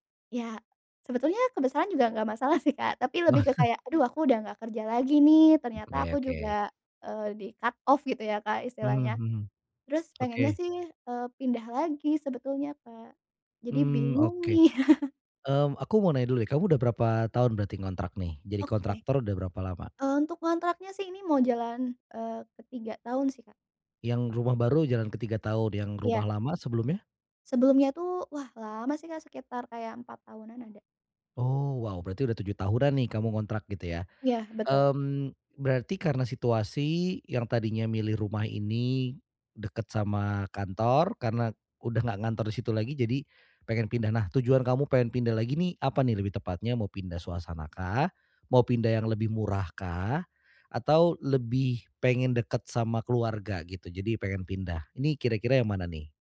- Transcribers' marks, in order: chuckle; in English: "cut off"; chuckle
- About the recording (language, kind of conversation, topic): Indonesian, advice, Bagaimana cara membuat anggaran pindah rumah yang realistis?